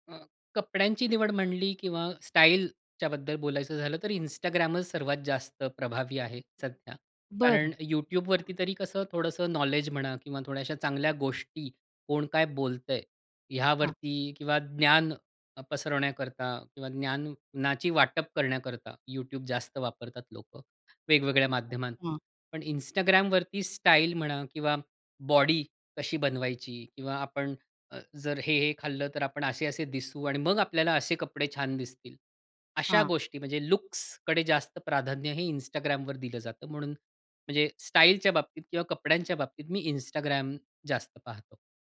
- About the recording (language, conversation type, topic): Marathi, podcast, सामाजिक माध्यमांमुळे तुमची कपड्यांची पसंती बदलली आहे का?
- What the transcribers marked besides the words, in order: tapping; other noise; other background noise